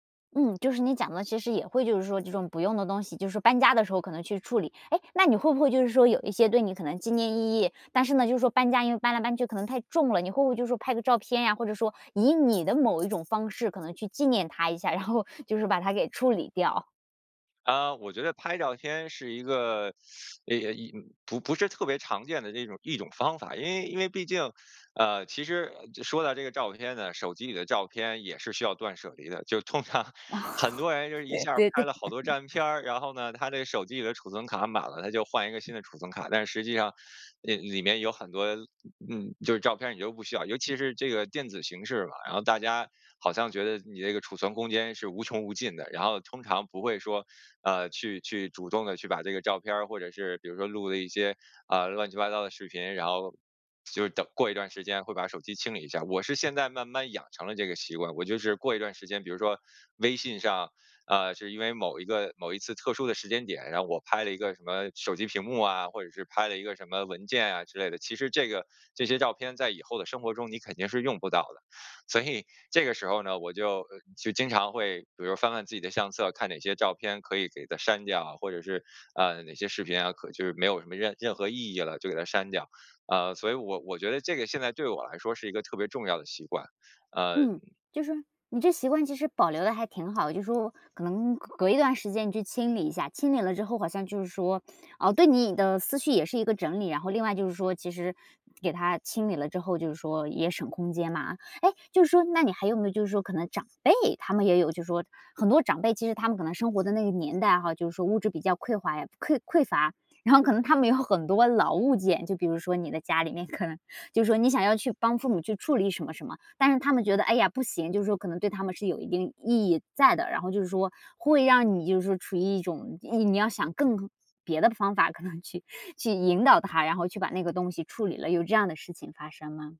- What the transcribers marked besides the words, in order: other background noise; laughing while speaking: "然后就是把它给处理掉？"; teeth sucking; laughing while speaking: "就通常"; laughing while speaking: "哦。对 对 对"; "照" said as "站"; laughing while speaking: "可能"; laughing while speaking: "可能去"
- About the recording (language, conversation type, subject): Chinese, podcast, 你有哪些断舍离的经验可以分享？